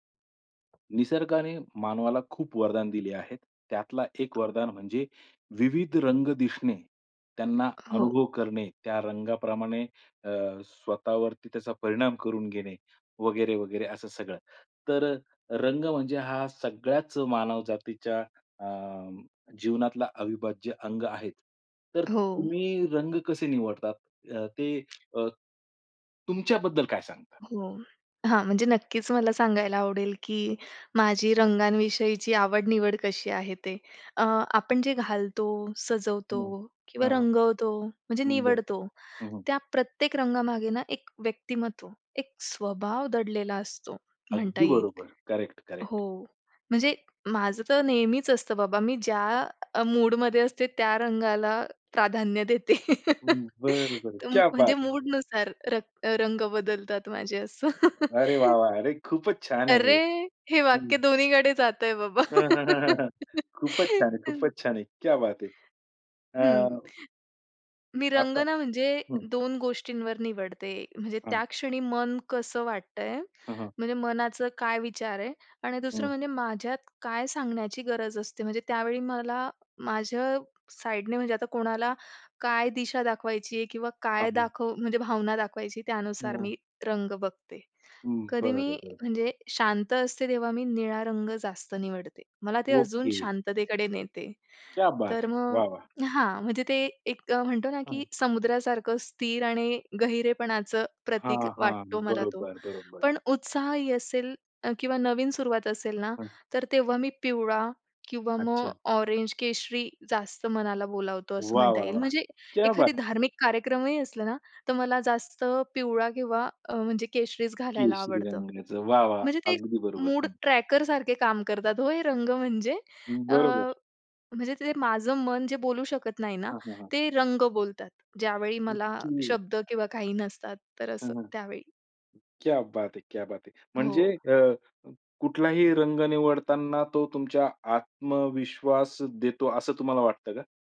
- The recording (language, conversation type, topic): Marathi, podcast, तुम्ही रंग कसे निवडता आणि ते तुमच्याबद्दल काय सांगतात?
- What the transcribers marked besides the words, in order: tapping; other background noise; in Hindi: "क्या बात है!"; laugh; joyful: "अरे वाह, वाह! अरे खूपच छान आहे, हे हं"; chuckle; joyful: "अ, हं, हं, हं, हं … बात है! अ"; laugh; in Hindi: "क्या बात है!"; joyful: "हं"; in Hindi: "क्या बात है!"; in English: "ऑरेंज"; in Hindi: "वाह, वाह, वाह! क्या बात"; joyful: "म्हणजे ते मूड ट्रॅकरसारखे काम करतात, हो, हे रंग म्हणजे"; in English: "मूड ट्रॅकरसारखे"; in Hindi: "क्या बात है! क्या बात है!"